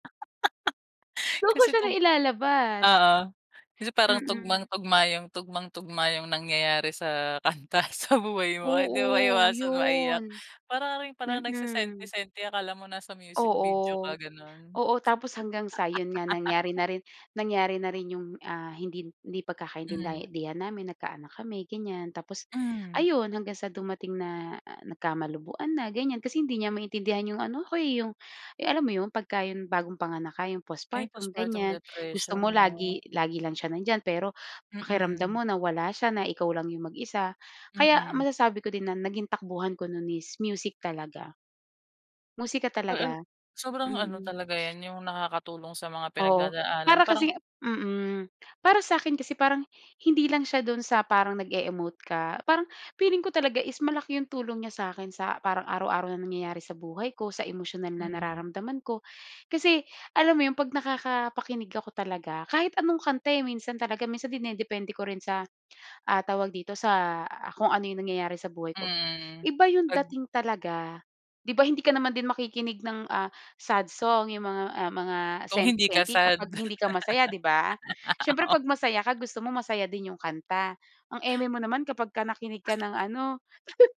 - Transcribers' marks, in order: joyful: "Doon ko siya nailalabas!"; laughing while speaking: "kanta sa buhay mo. Hindi maiiwasan maiyak"; "pagkakaintindihan" said as "pagkakaintinday-dihan"; in English: "postpartum"; in English: "postpartum depression"; "nakadepende" said as "dinedepende ko"
- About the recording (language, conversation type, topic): Filipino, podcast, Sino ang pinakagusto mong musikero o banda, at bakit?